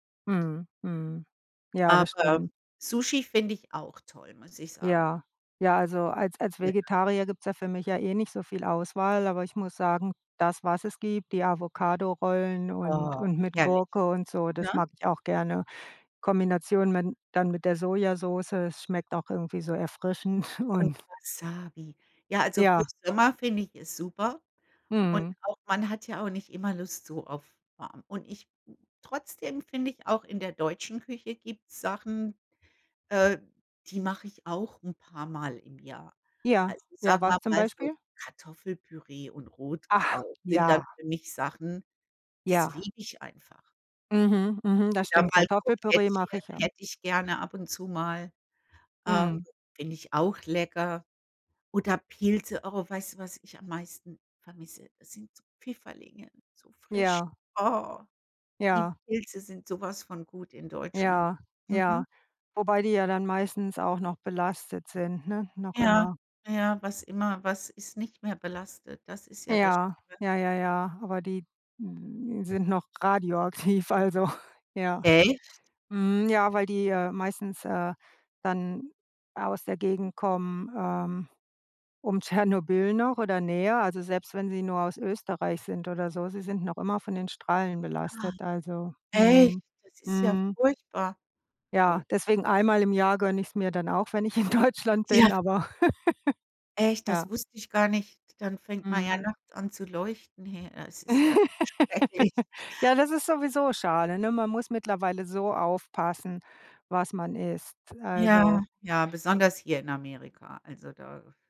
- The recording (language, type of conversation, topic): German, unstructured, Welche Küche magst du am liebsten, und was isst du dort besonders gern?
- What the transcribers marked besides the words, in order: other background noise; drawn out: "Oh"; laughing while speaking: "erfrischend"; put-on voice: "Das sind so Pfifferlinge, so frisch. Oh"; laughing while speaking: "radioaktiv"; chuckle; laughing while speaking: "Tschernobyl"; afraid: "Ach, echt? Das ist ja furchtbar"; laughing while speaking: "in Deutschland"; laugh; laugh; laughing while speaking: "schrecklich"